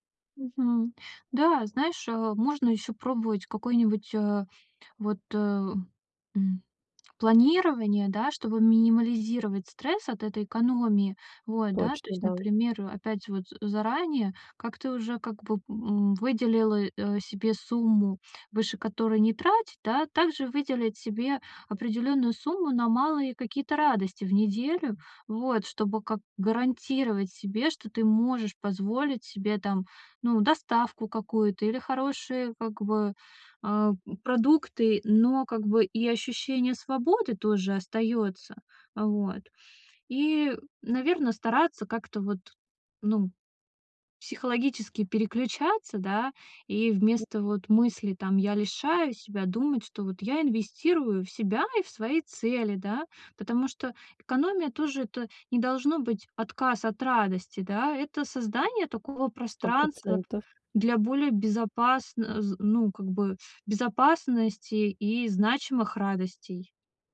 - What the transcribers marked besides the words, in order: none
- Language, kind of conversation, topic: Russian, advice, Как мне экономить деньги, не чувствуя себя лишённым и несчастным?